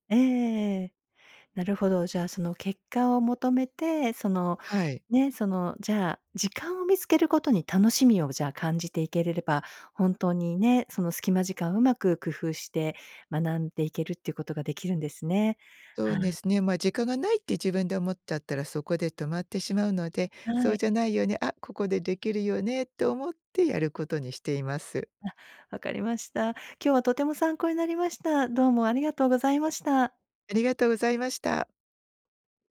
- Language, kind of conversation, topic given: Japanese, podcast, 時間がないとき、効率よく学ぶためにどんな工夫をしていますか？
- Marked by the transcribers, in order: other background noise